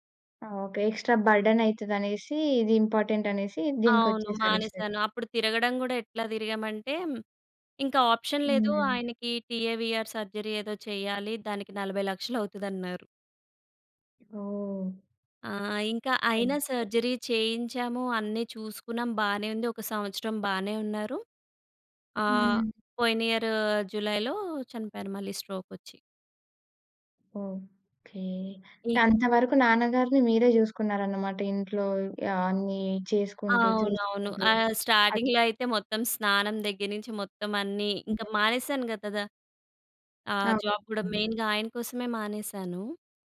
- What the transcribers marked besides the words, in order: in English: "ఎక్స్‌ట్ర"; in English: "ఇంపార్టెంట్"; in English: "సైడ్"; in English: "ఆప్షన్"; in English: "టీఏవీఆర్ సర్జరీ"; other background noise; other noise; in English: "సర్జరీ"; in English: "స్టార్టింగ్‌లో"; in English: "జాబ్"; in English: "మెయిన్‌గా"
- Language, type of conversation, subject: Telugu, podcast, మీ జీవితంలో ఎదురైన ఒక ముఖ్యమైన విఫలత గురించి చెబుతారా?